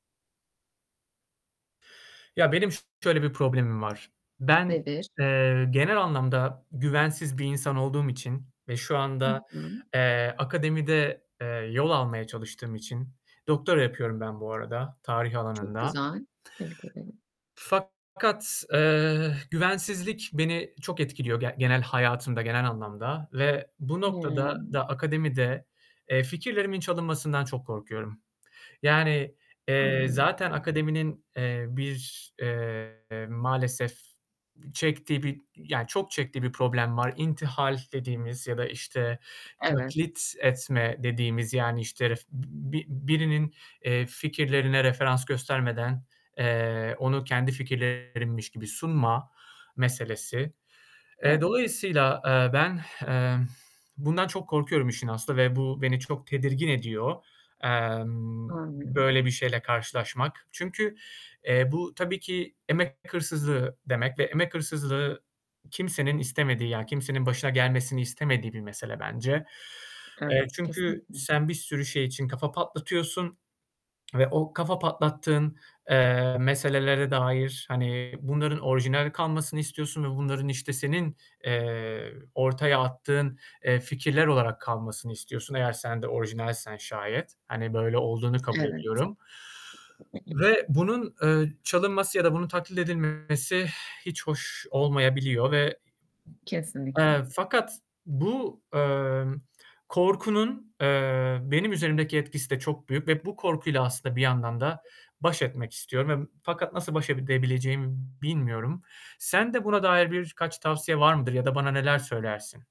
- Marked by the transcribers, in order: static; mechanical hum; tapping; distorted speech; unintelligible speech; exhale; other background noise; exhale
- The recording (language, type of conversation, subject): Turkish, advice, Fikrinizin çalınacağı ya da taklit edileceği kaygısıyla nasıl başa çıkıyorsunuz?